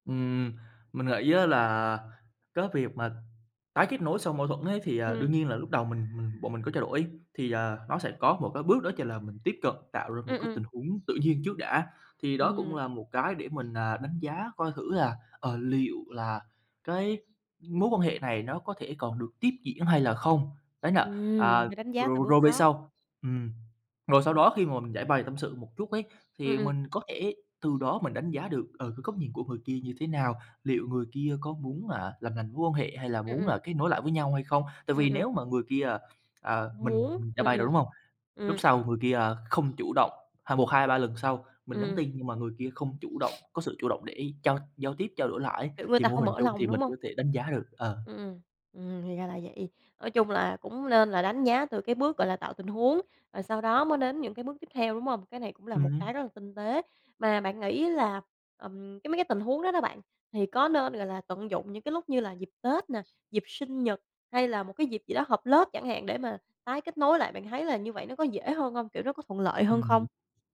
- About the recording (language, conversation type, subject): Vietnamese, podcast, Làm thế nào để tái kết nối với nhau sau một mâu thuẫn kéo dài?
- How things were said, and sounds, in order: bird; tapping; other background noise; sniff